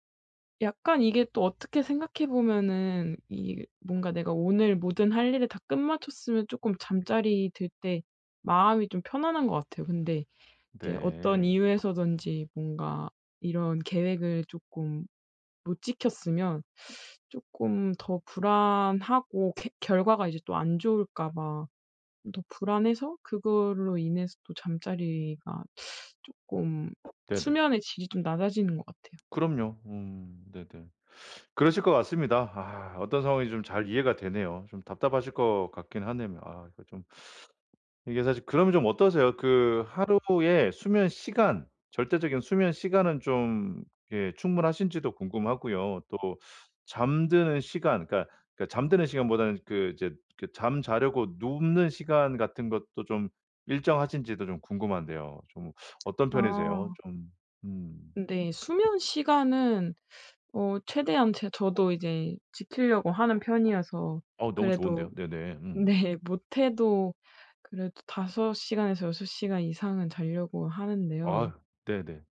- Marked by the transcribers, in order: tapping; teeth sucking; teeth sucking; teeth sucking; "하네요" said as "하넴요"; teeth sucking; other background noise; teeth sucking; teeth sucking; laughing while speaking: "네"
- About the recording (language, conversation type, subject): Korean, advice, 스트레스 때문에 잠이 잘 안 올 때 수면의 질을 어떻게 개선할 수 있나요?